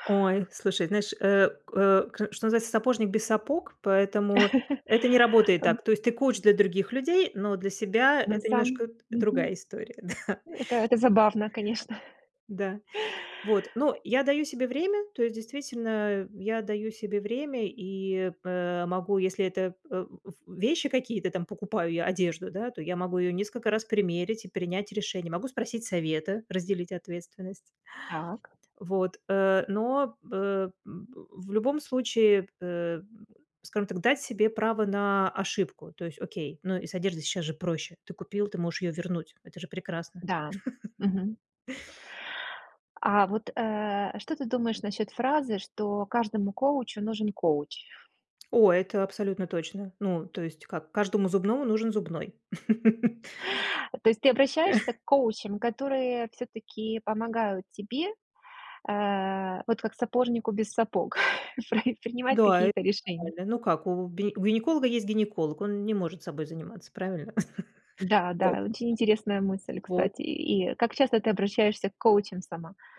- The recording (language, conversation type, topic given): Russian, podcast, Что помогает не сожалеть о сделанном выборе?
- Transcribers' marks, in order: chuckle; laughing while speaking: "да"; chuckle; tapping; grunt; chuckle; chuckle; chuckle; laughing while speaking: "прав"; other background noise; chuckle